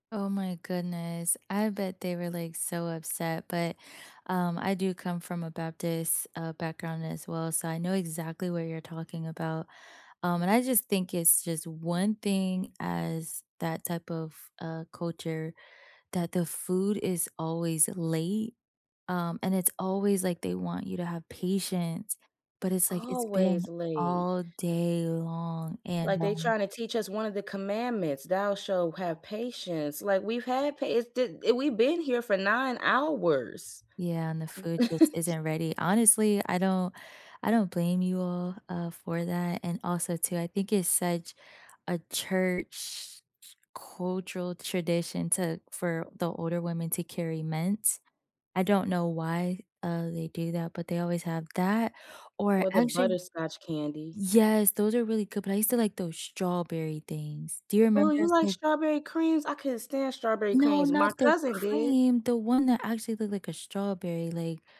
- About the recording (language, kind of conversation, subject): English, unstructured, What photo on your phone has a good story behind it?
- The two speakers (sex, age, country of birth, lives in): female, 30-34, United States, United States; female, 35-39, United States, United States
- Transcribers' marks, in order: unintelligible speech; chuckle